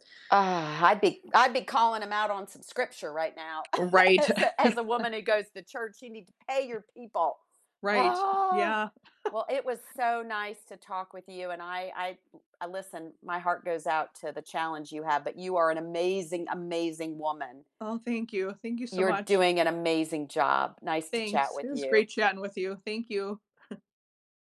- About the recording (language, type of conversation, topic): English, unstructured, Were you surprised by how much debt can grow?
- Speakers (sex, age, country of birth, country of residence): female, 45-49, United States, United States; female, 60-64, United States, United States
- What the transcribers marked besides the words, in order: sigh; tapping; laugh; chuckle; other background noise; stressed: "Ah!"; chuckle; chuckle